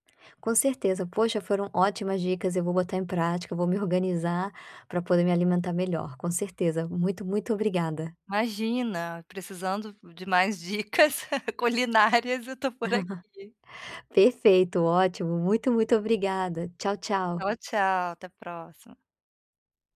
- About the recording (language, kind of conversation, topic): Portuguese, advice, Como posso comer de forma mais saudável sem gastar muito?
- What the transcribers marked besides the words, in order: laugh; chuckle